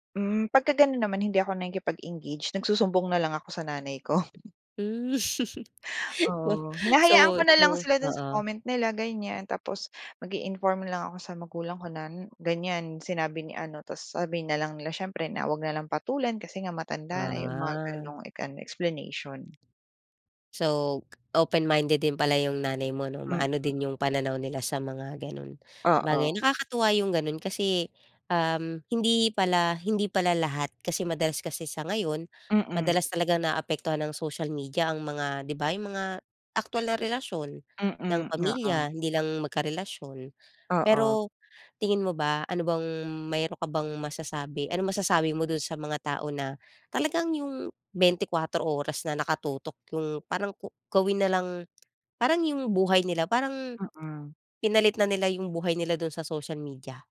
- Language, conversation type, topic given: Filipino, podcast, Paano nakaaapekto ang paggamit ng midyang panlipunan sa tunay na relasyon?
- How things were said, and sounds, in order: chuckle; gasp